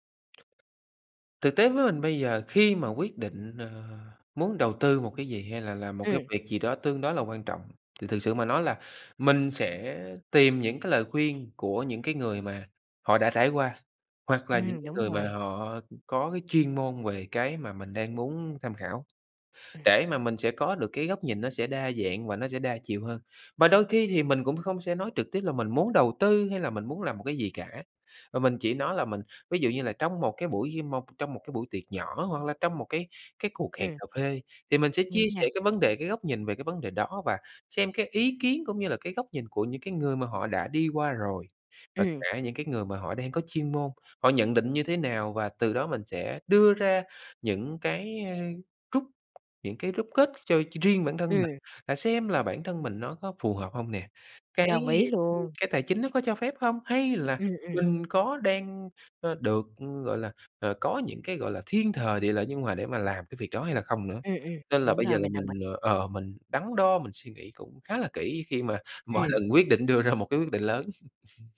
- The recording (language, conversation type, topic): Vietnamese, podcast, Bạn có thể kể về một lần bạn thất bại và cách bạn đứng dậy như thế nào?
- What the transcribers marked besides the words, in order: other noise; tapping; other background noise; laughing while speaking: "ra"; chuckle